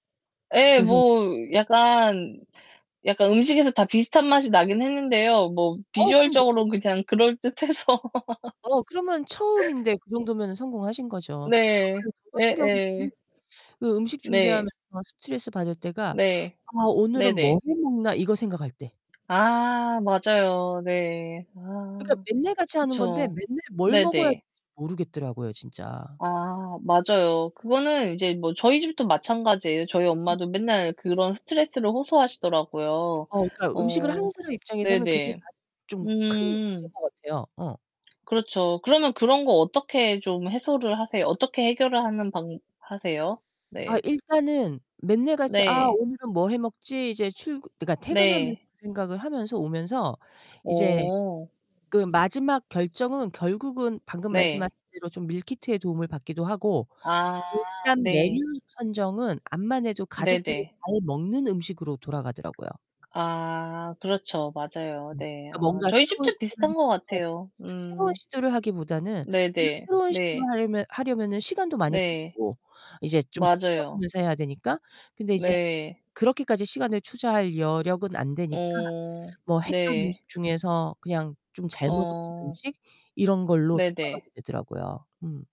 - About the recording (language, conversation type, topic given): Korean, unstructured, 음식을 준비할 때 가장 중요하다고 생각하는 점은 무엇인가요?
- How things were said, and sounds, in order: distorted speech; laughing while speaking: "그럴듯해서"; laugh; other background noise; tapping; unintelligible speech; unintelligible speech